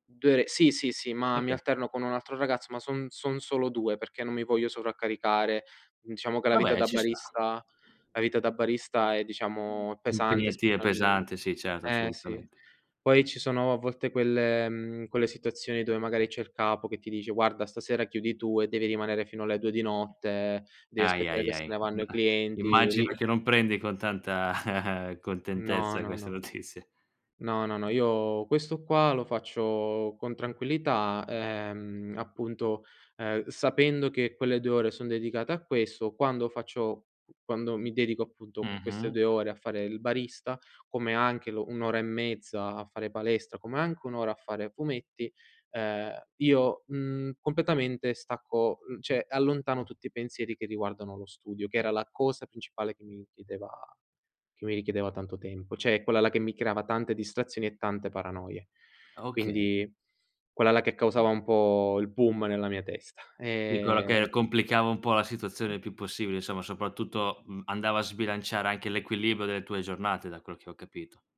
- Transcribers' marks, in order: other background noise; "Diciamo" said as "nciamo"; unintelligible speech; chuckle; laughing while speaking: "notizie"; "cioè" said as "ceh"; "cioè" said as "ceh"; "soprattutto" said as "sopattutto"
- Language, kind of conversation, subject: Italian, podcast, Come bilanci lavoro e vita privata per evitare di arrivare al limite?